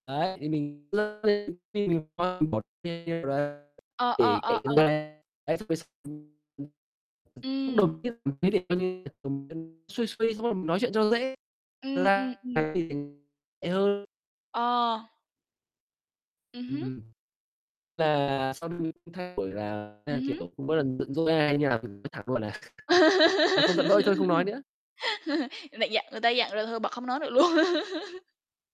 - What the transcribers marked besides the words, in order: distorted speech; unintelligible speech; unintelligible speech; unintelligible speech; unintelligible speech; laugh; tapping; laughing while speaking: "luôn"; laugh
- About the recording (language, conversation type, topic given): Vietnamese, unstructured, Bạn cảm thấy thế nào khi người khác không hiểu cách bạn thể hiện bản thân?